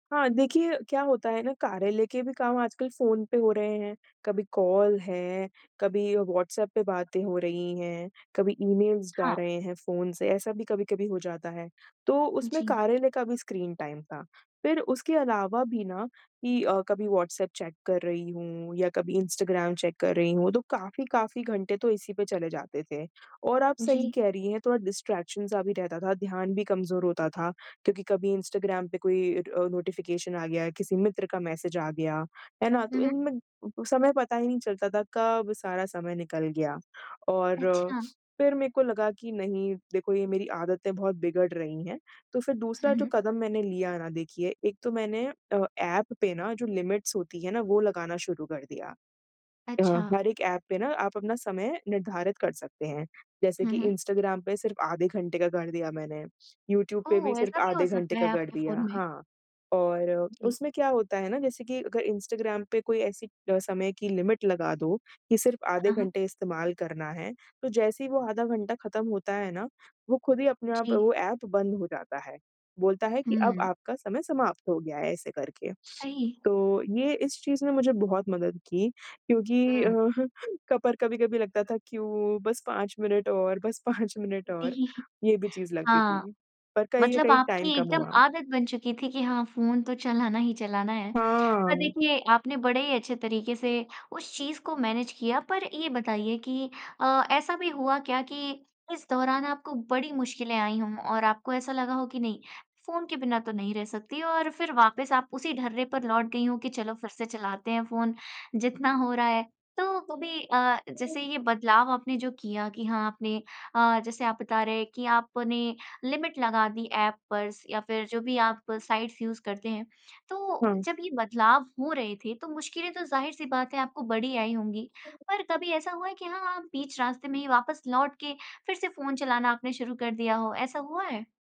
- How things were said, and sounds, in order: "जा" said as "डा"; in English: "डिस्ट्रैक्शन"; in English: "लिमिट्स"; in English: "लिमिट"; chuckle; laughing while speaking: "पाँच"; chuckle; in English: "टाइम"; in English: "मैनेज"; in English: "लिमिट"
- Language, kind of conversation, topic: Hindi, podcast, आप अपने फोन का स्क्रीन टाइम कैसे नियंत्रित करते हैं?